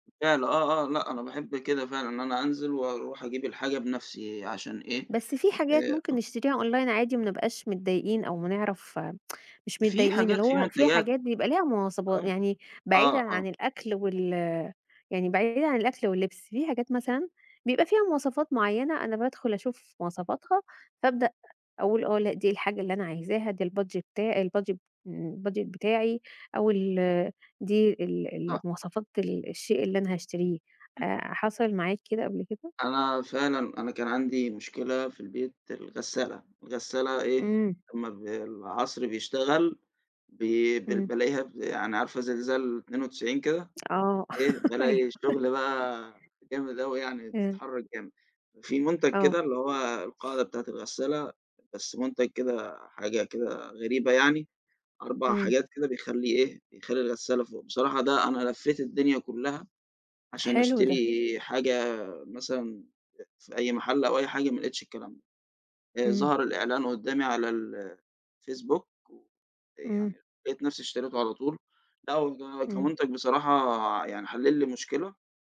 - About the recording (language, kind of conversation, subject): Arabic, podcast, بتفضل تشتري أونلاين ولا من السوق؟ وليه؟
- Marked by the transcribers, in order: in English: "أونلاين"; tsk; in English: "الbudget"; in English: "الbudget budget"; chuckle; laughing while speaking: "أيوه"; chuckle; other background noise